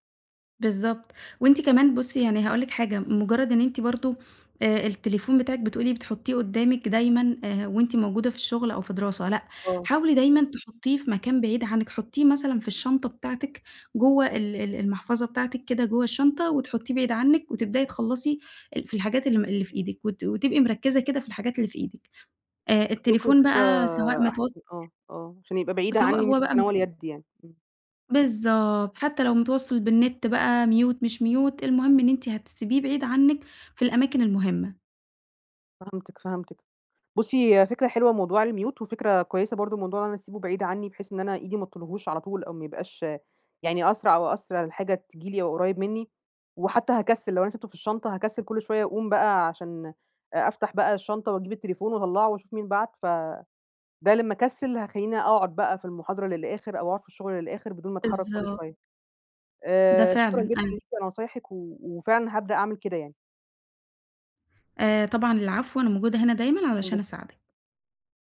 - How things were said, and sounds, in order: unintelligible speech; tapping; in English: "mute"; in English: "mute"; in English: "الmute"
- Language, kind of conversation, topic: Arabic, advice, إزاي إشعارات الموبايل بتخلّيك تتشتّت وإنت شغال؟